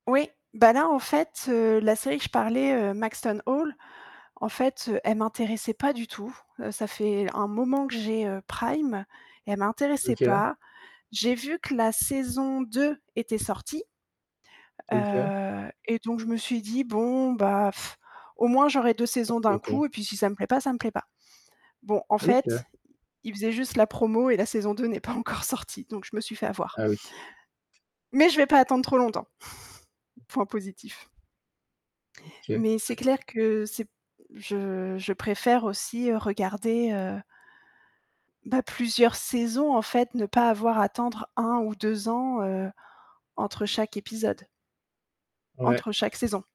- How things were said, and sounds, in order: static; distorted speech; scoff; other background noise; laughing while speaking: "n'est pas encore sortie"; snort
- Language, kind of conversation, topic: French, podcast, Peux-tu nous expliquer pourquoi on enchaîne autant les épisodes de séries ?